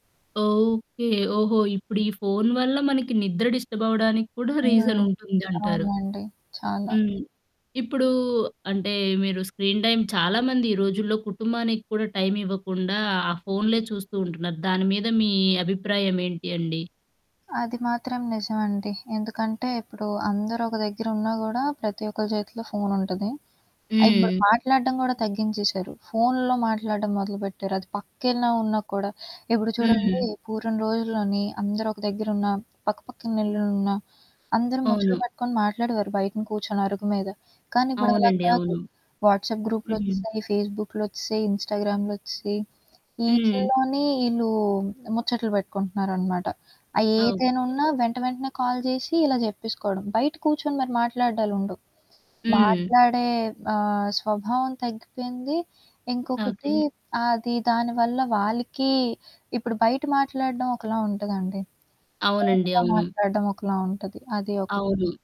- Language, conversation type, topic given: Telugu, podcast, మీరు రోజువారీ తెర వినియోగ సమయాన్ని ఎంతవరకు పరిమితం చేస్తారు, ఎందుకు?
- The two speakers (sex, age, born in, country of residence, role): female, 18-19, India, India, guest; female, 30-34, India, India, host
- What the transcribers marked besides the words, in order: in English: "డిస్టర్బ్"; static; in English: "రీజన్"; in English: "స్క్రీన్ టైమ్"; in English: "వాట్స్‌అప్"; in English: "కాల్"